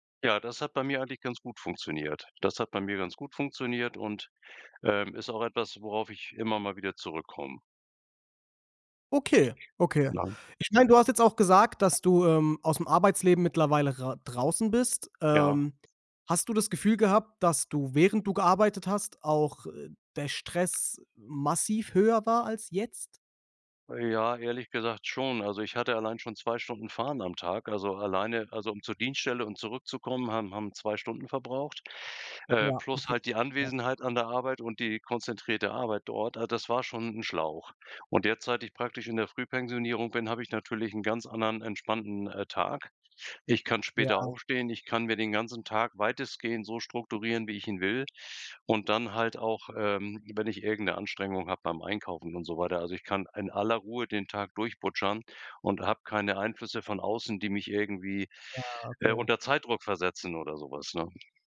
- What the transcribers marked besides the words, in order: other background noise
- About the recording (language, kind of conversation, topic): German, podcast, Wie gehst du mit Stress im Alltag um?